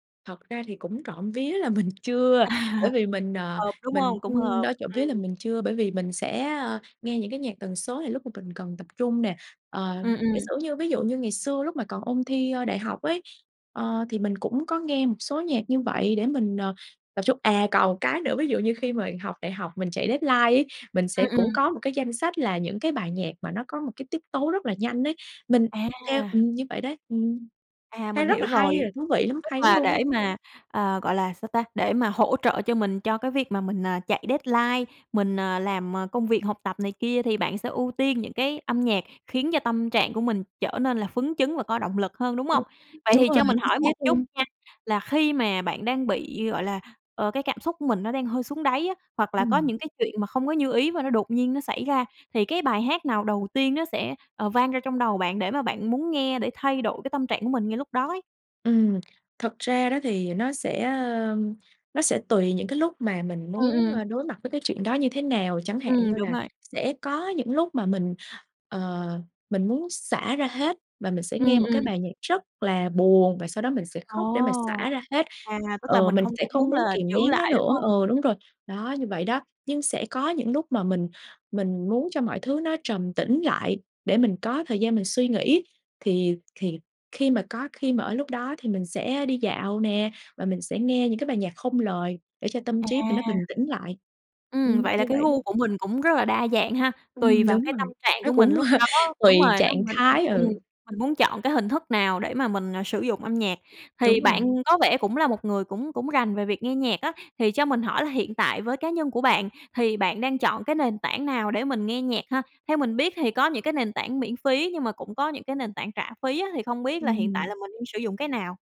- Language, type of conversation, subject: Vietnamese, podcast, Âm nhạc làm thay đổi tâm trạng bạn thế nào?
- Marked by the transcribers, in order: laughing while speaking: "À"; tapping; in English: "deadline"; in English: "deadline"; laugh